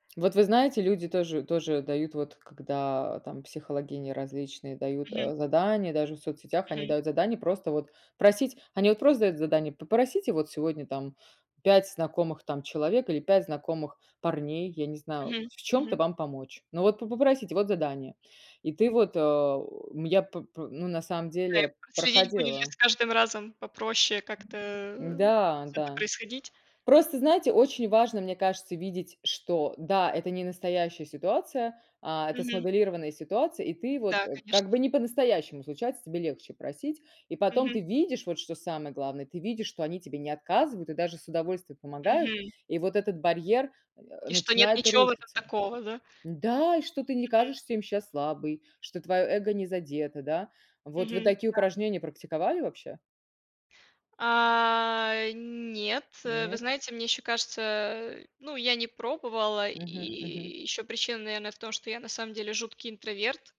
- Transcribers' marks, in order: grunt; other background noise
- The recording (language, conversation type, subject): Russian, unstructured, Как ты думаешь, почему люди боятся просить помощи?